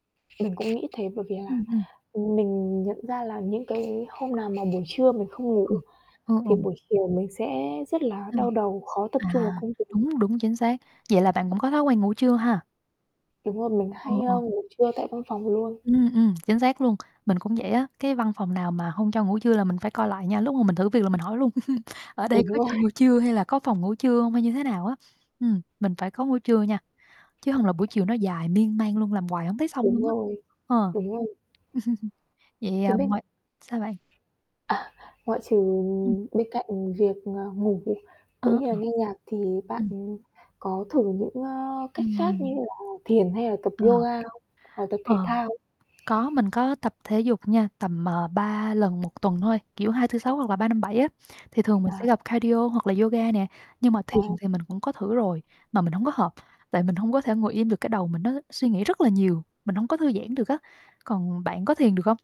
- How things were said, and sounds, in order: other background noise; static; unintelligible speech; laughing while speaking: "Đúng rồi"; chuckle; tapping; chuckle; mechanical hum
- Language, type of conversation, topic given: Vietnamese, unstructured, Bạn thường làm gì khi cảm thấy căng thẳng?